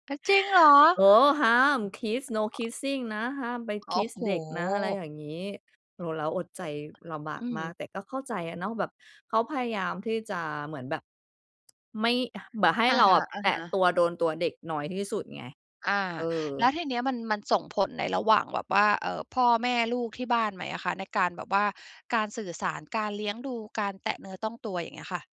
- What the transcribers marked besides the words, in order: surprised: "อะ จริงเหรอ ?"; in English: "Kiss No Kissing"; other noise; in English: "Kiss"; tapping
- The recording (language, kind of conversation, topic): Thai, podcast, การสื่อสารระหว่างพ่อแม่กับลูกเปลี่ยนไปอย่างไรในยุคนี้?